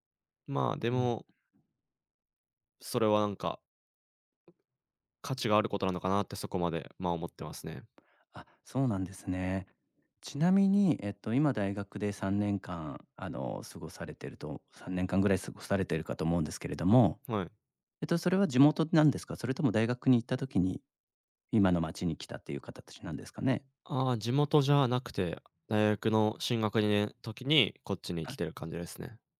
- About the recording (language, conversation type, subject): Japanese, advice, 引っ越して新しい街で暮らすべきか迷っている理由は何ですか？
- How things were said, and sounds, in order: other background noise